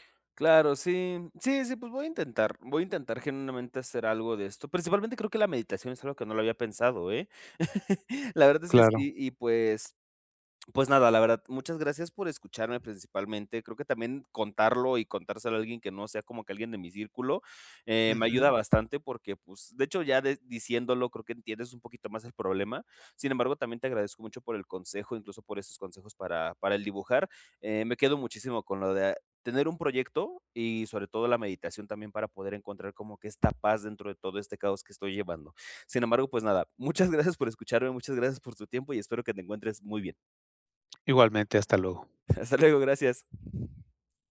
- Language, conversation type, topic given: Spanish, advice, ¿Cómo puedo hacer tiempo para mis hobbies personales?
- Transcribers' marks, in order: chuckle; laughing while speaking: "Hasta luego"; other background noise